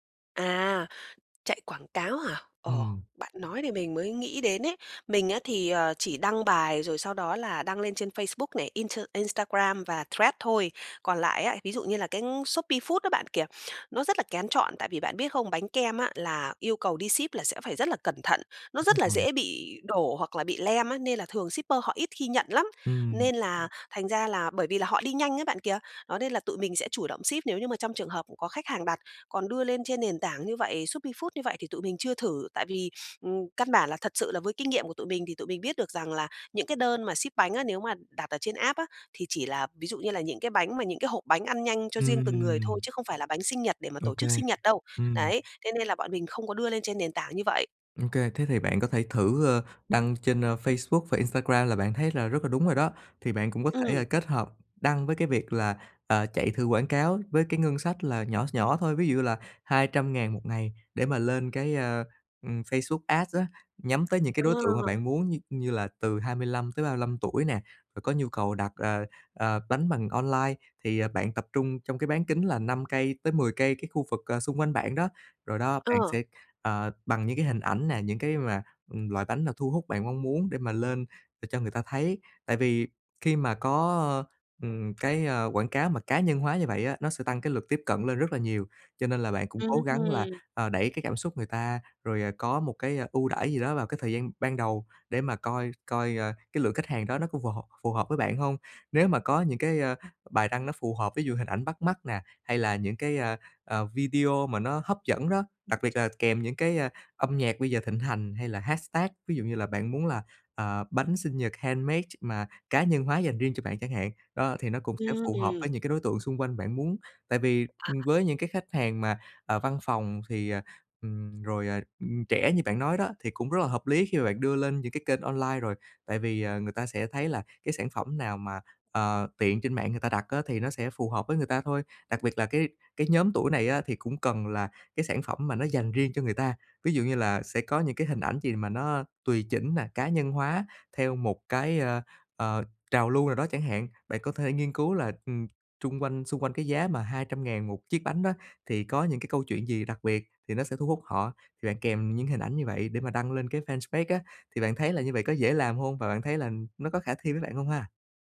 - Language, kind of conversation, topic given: Vietnamese, advice, Làm sao để tiếp thị hiệu quả và thu hút những khách hàng đầu tiên cho startup của tôi?
- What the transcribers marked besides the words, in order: in English: "inter"; tapping; in English: "shipper"; sniff; in English: "app"; other background noise; in English: "hashtag"; in English: "handmade"; in English: "fanpage"